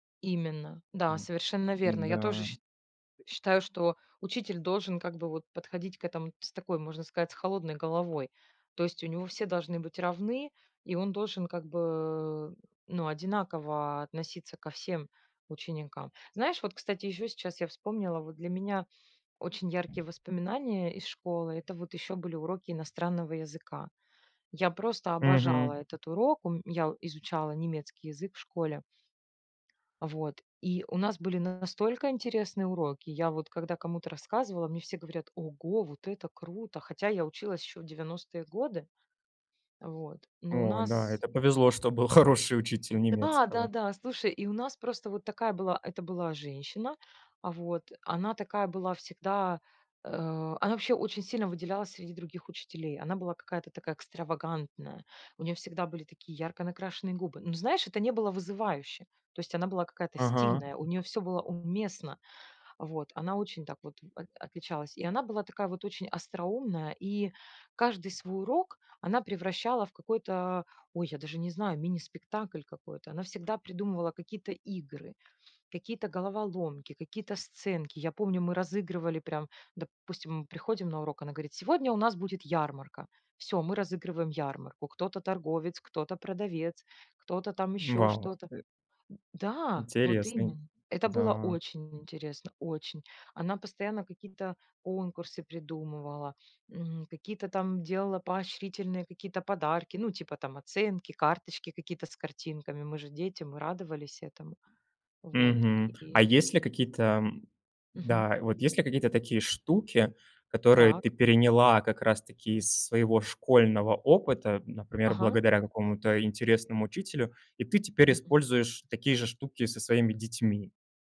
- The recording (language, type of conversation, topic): Russian, podcast, Какое твое самое яркое школьное воспоминание?
- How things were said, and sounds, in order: other background noise; laughing while speaking: "хороший"; tapping